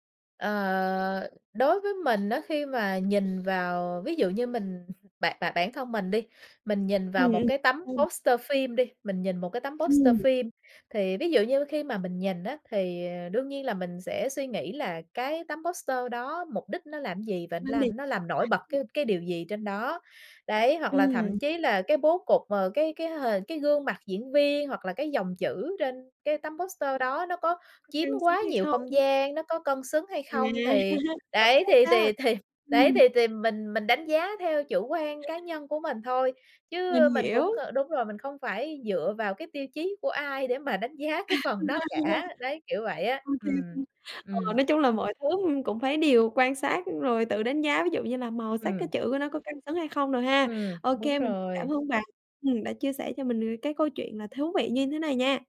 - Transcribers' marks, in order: other background noise; other noise; in English: "poster"; tapping; unintelligible speech; in English: "poster"; in English: "poster"; in English: "poster"; laugh; laugh
- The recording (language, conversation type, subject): Vietnamese, podcast, Điều gì ảnh hưởng nhiều nhất đến gu thẩm mỹ của bạn?